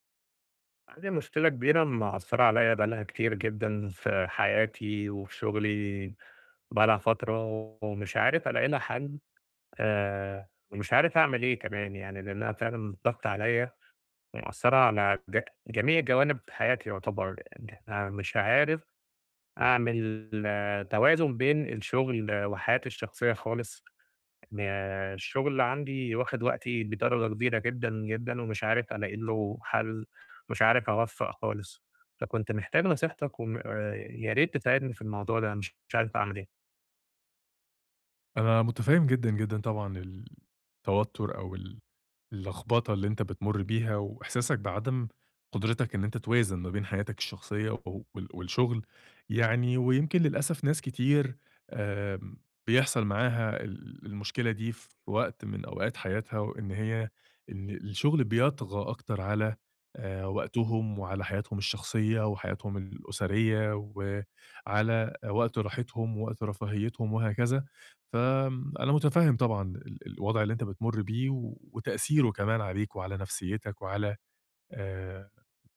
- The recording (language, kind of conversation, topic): Arabic, advice, إزاي بتعاني من إن الشغل واخد وقتك ومأثر على حياتك الشخصية؟
- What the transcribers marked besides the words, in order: tapping